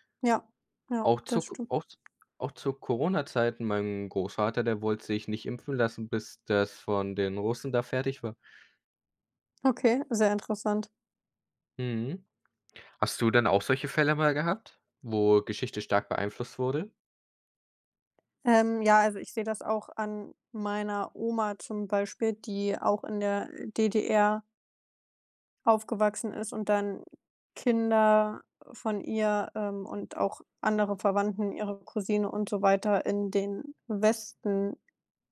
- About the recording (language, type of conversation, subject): German, unstructured, Was ärgert dich am meisten an der Art, wie Geschichte erzählt wird?
- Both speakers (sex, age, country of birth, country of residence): female, 25-29, Germany, Germany; male, 18-19, Germany, Germany
- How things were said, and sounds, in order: none